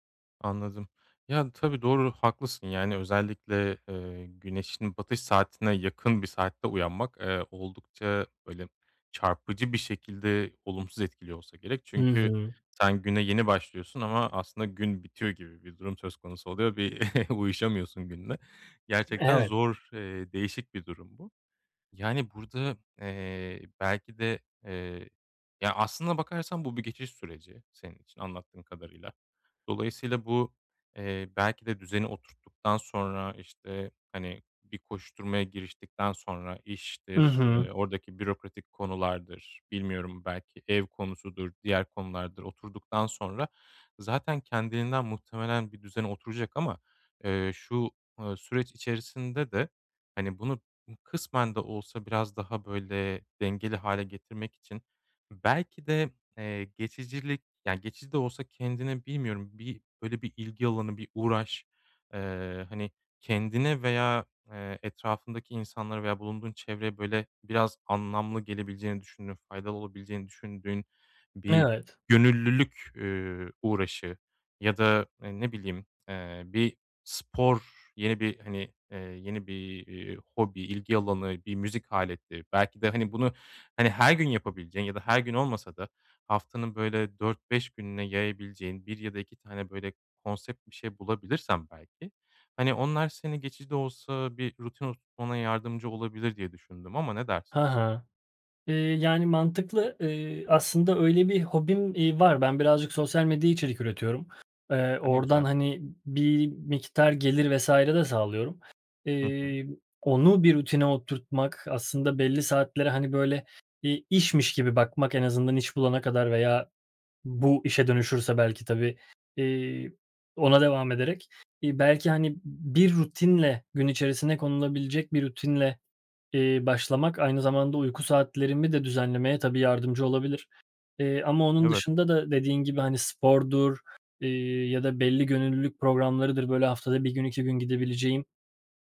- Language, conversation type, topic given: Turkish, advice, Uyku saatimi düzenli hale getiremiyorum; ne yapabilirim?
- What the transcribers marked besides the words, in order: chuckle; unintelligible speech